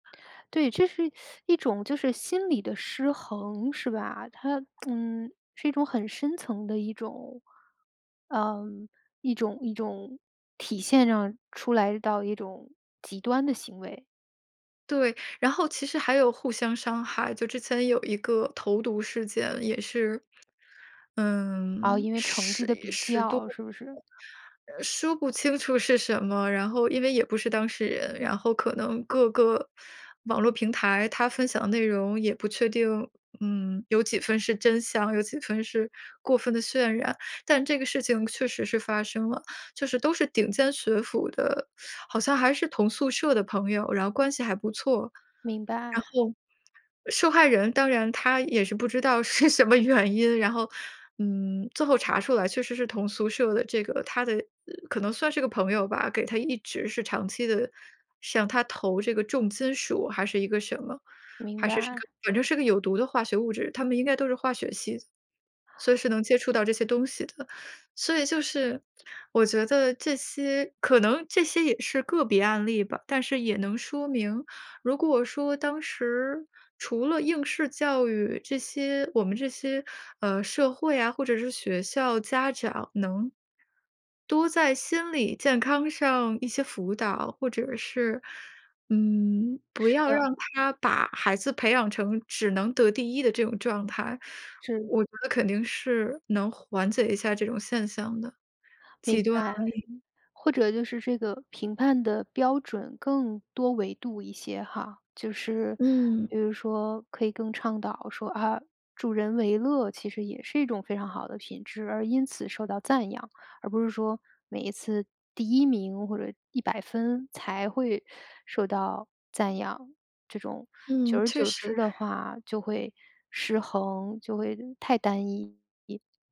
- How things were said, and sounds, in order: teeth sucking; lip smack; laughing while speaking: "是什么"
- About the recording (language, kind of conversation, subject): Chinese, podcast, 你怎么看待考试和测验的作用？